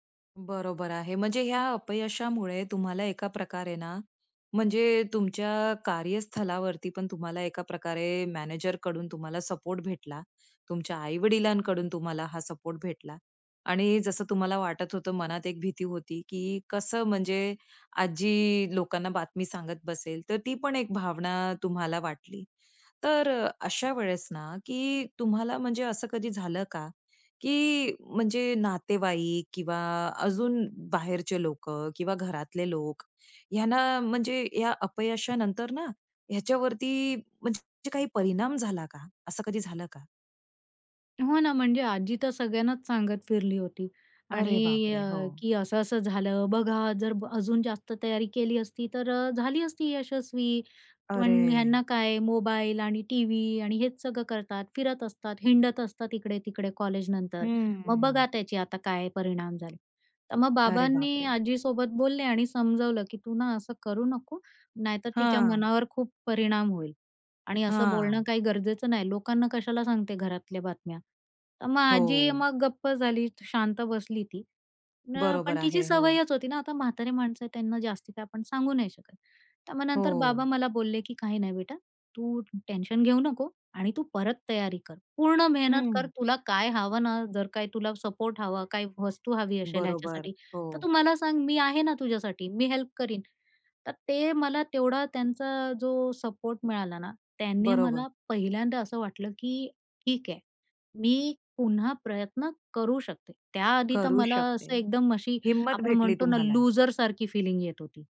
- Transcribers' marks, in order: in English: "मॅनेजरकडून"; in English: "सपोर्ट"; in English: "सपोर्ट"; sad: "अरे!"; in English: "सपोर्ट"; trusting: "तर तू मला सांग. मी आहे ना तुझ्यासाठी. मी हेल्प करीन"; in English: "हेल्प"; in English: "सपोर्ट"; in English: "लूजर"; in English: "फिलिंग"
- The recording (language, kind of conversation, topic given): Marathi, podcast, कामातील अपयशांच्या अनुभवांनी तुमची स्वतःची ओळख कशी बदलली?